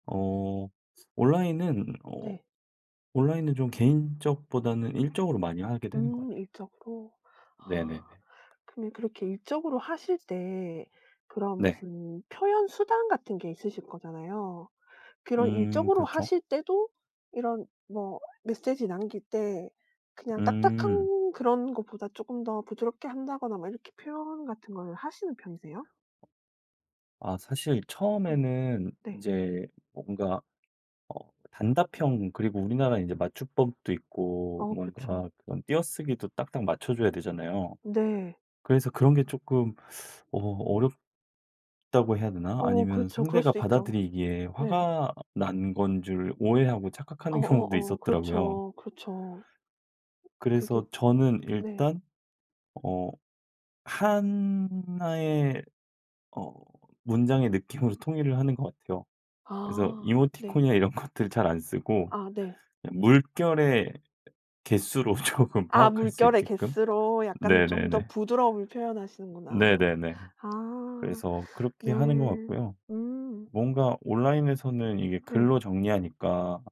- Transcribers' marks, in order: other background noise; tapping; teeth sucking; laughing while speaking: "경우도"; laughing while speaking: "것들"; laughing while speaking: "조금"
- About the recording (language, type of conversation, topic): Korean, podcast, 온라인에서 대화할 때와 직접 만나 대화할 때는 어떤 점이 다르다고 느끼시나요?